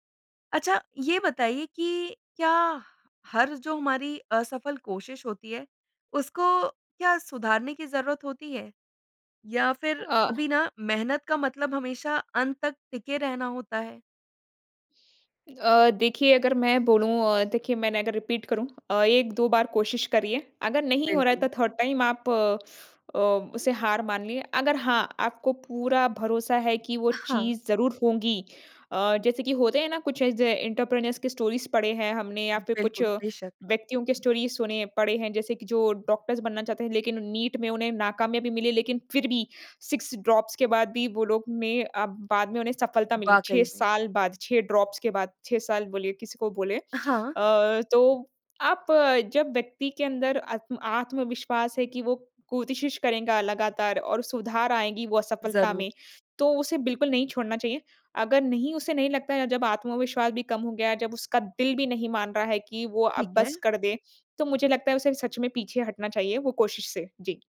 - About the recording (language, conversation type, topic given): Hindi, podcast, किसी रिश्ते, काम या स्थिति में आप यह कैसे तय करते हैं कि कब छोड़ देना चाहिए और कब उसे सुधारने की कोशिश करनी चाहिए?
- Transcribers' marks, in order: in English: "रीपीट"; in English: "थर्ड टाइम"; in English: "एंटरप्रेन्योर्स"; in English: "स्टोरीज़"; in English: "स्टोरीज़"; in English: "सिक्स ड्रॉप्स"; in English: "ड्रॉप्स"; "कोशिश" said as "कुतशिश"